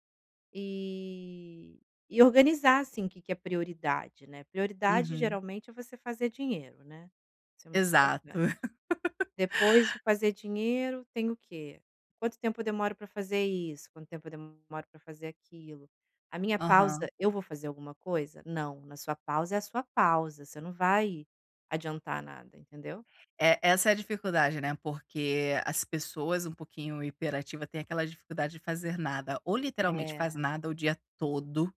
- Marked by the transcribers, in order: laugh
- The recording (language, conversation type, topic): Portuguese, advice, Como posso ter mais energia durante o dia para evitar que o cansaço reduza minha produtividade?